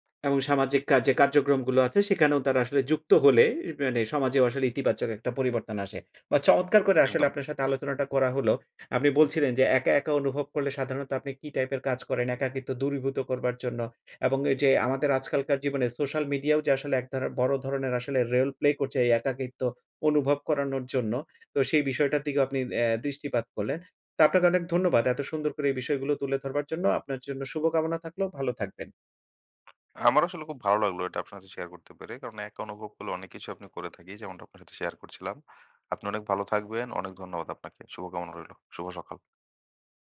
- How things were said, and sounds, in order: tapping
- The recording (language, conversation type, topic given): Bengali, podcast, আপনি একা অনুভব করলে সাধারণত কী করেন?